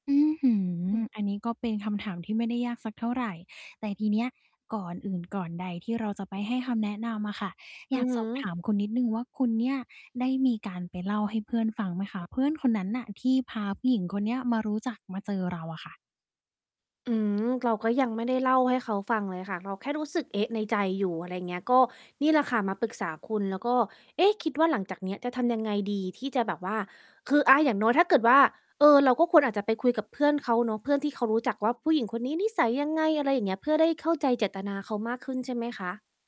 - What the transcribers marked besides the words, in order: distorted speech
- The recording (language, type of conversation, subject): Thai, advice, ฉันจะค่อยๆ สร้างความเชื่อใจกับคนที่เพิ่งรู้จักได้อย่างไร?